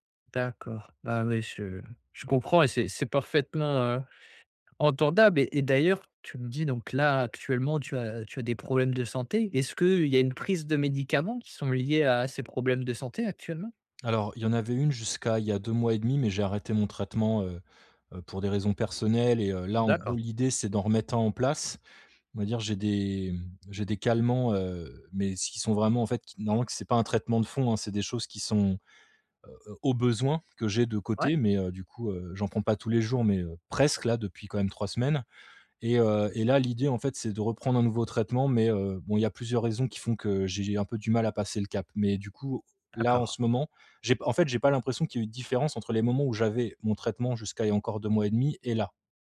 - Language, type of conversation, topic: French, advice, Comment savoir si j’ai vraiment faim ou si c’est juste une envie passagère de grignoter ?
- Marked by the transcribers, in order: none